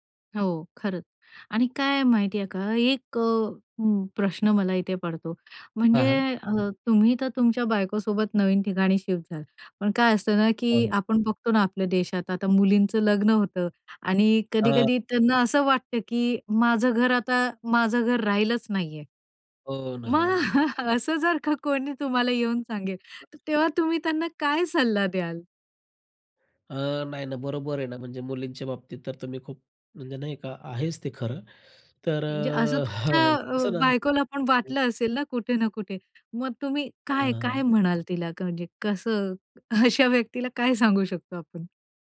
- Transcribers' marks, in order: other noise; tapping; other background noise; chuckle; unintelligible speech; drawn out: "तर"; chuckle; "म्हणजे" said as "कणजे"; laughing while speaking: "अशा"
- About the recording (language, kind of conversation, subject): Marathi, podcast, तुमच्यासाठी घर म्हणजे नेमकं काय?